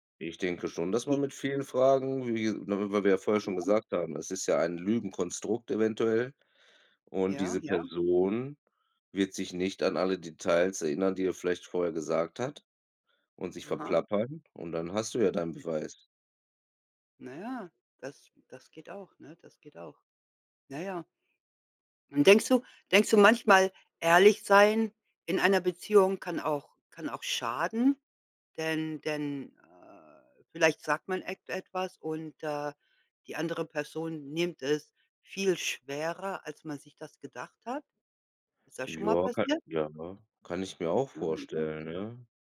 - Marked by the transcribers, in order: none
- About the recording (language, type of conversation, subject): German, unstructured, Wie wichtig ist Ehrlichkeit in einer Beziehung für dich?